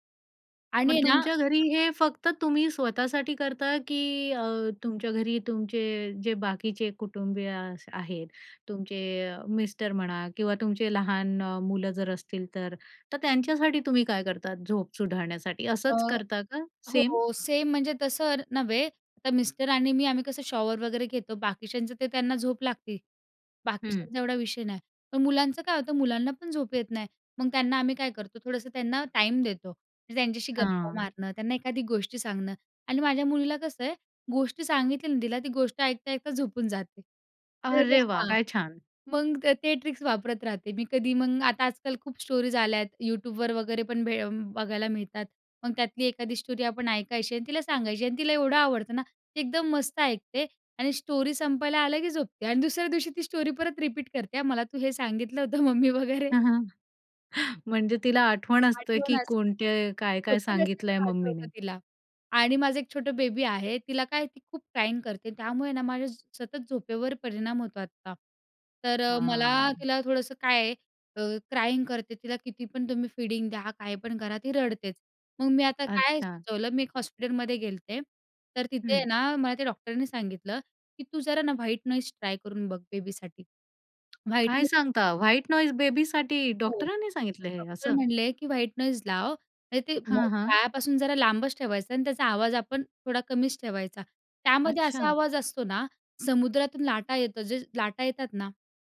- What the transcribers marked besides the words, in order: other background noise; in English: "शॉवर"; in English: "ट्रिक्स"; tapping; in English: "स्टोरीज"; in English: "स्टोरी"; in English: "स्टोरी"; in English: "स्टोरी"; in English: "रिपीट"; laughing while speaking: "मम्मी वगैरे"; chuckle; in English: "बेबी"; in English: "क्राईंग"; in English: "क्राईंग"; in English: "फीडिंग"; in English: "ट्राय"; surprised: "काय सांगता? व्हाईट नॉईज बेबीसाठी डॉक्टरांनी सांगितलंय हे असं?"
- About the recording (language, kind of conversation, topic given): Marathi, podcast, झोप सुधारण्यासाठी तुम्ही काय करता?